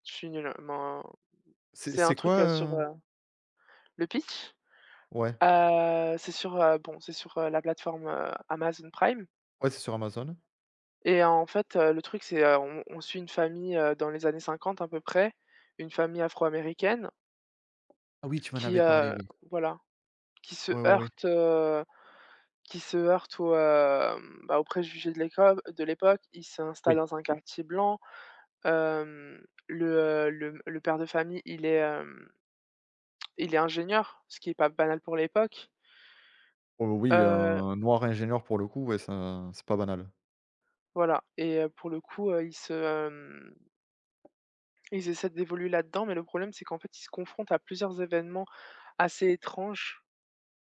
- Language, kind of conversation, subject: French, unstructured, Qu’est-ce qui rend certaines séries télévisées particulièrement captivantes pour vous ?
- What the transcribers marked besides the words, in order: "l'époque" said as "écobe"